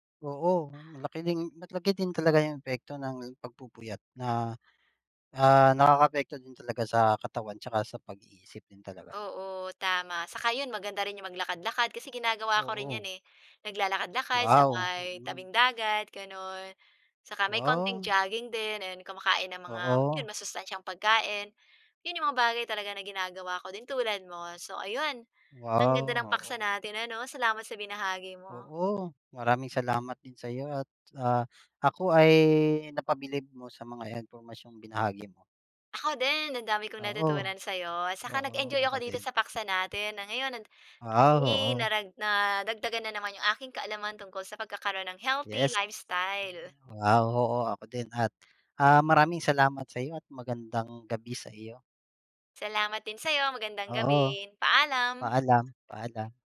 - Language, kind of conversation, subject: Filipino, unstructured, Ano ang pinakaepektibong paraan para simulan ang mas malusog na pamumuhay?
- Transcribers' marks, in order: tapping; other background noise